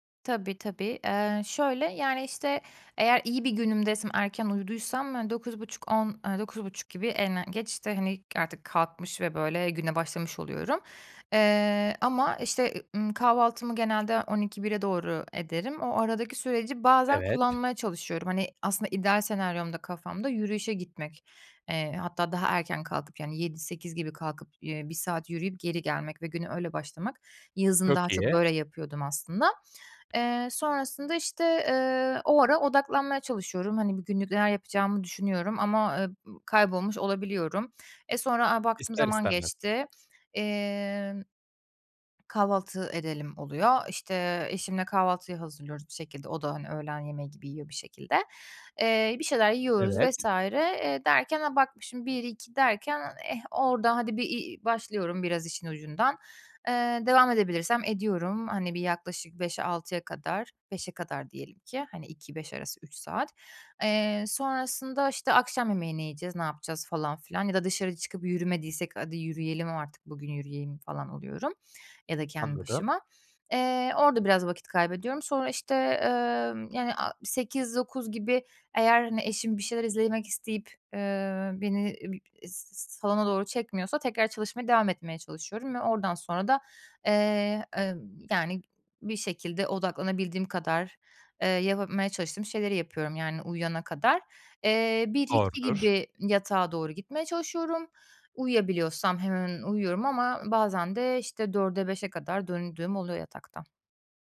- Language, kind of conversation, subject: Turkish, advice, Yaratıcı çalışmalarım için dikkat dağıtıcıları nasıl azaltıp zamanımı nasıl koruyabilirim?
- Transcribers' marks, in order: tapping